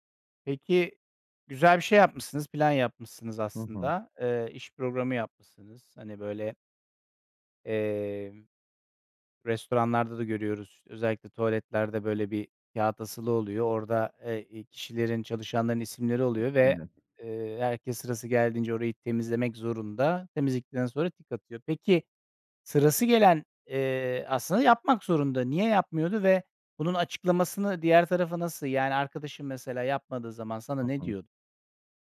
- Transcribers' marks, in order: unintelligible speech
- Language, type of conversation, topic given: Turkish, podcast, Ev işlerini adil paylaşmanın pratik yolları nelerdir?